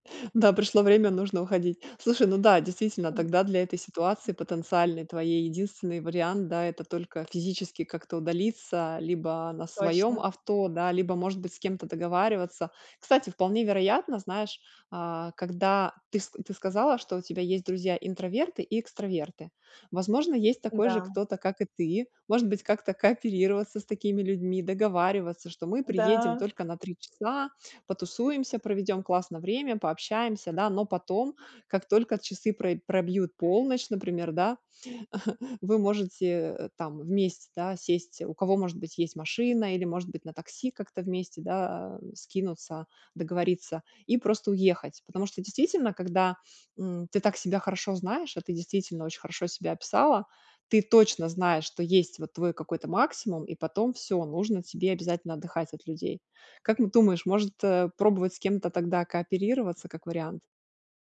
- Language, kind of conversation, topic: Russian, advice, Как справиться с неловкостью на вечеринках и в компании?
- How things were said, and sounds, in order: tapping; chuckle; grunt